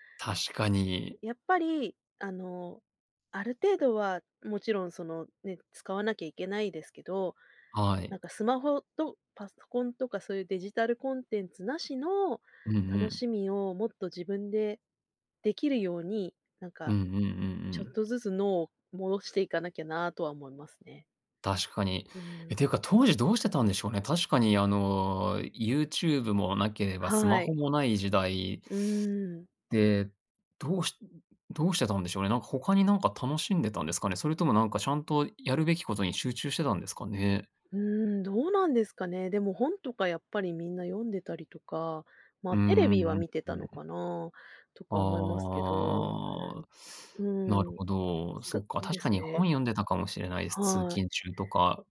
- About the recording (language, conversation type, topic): Japanese, podcast, スマホは集中力にどのような影響を与えますか？
- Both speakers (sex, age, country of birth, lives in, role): female, 40-44, Japan, Japan, guest; male, 40-44, Japan, Japan, host
- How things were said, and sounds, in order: tapping